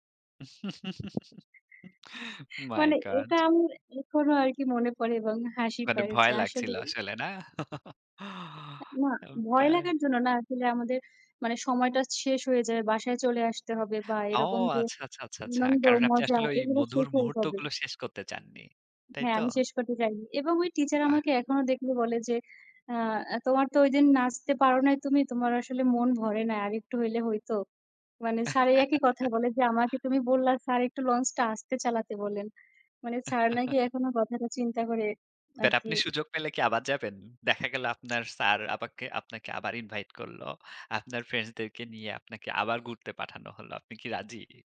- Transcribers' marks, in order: laugh; tapping; other background noise; laughing while speaking: "মানে, এটা আমার"; laugh; laugh; chuckle
- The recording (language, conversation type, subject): Bengali, unstructured, আপনি ছোটবেলায় কোন স্মৃতিটিকে সবচেয়ে মধুর বলে মনে করেন?